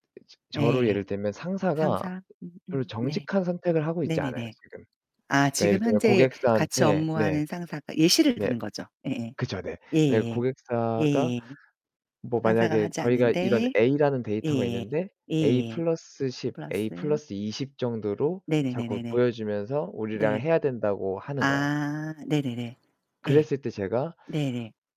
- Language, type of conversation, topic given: Korean, unstructured, 공정함과 친절함 사이에서 어떻게 균형을 잡으시나요?
- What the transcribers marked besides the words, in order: distorted speech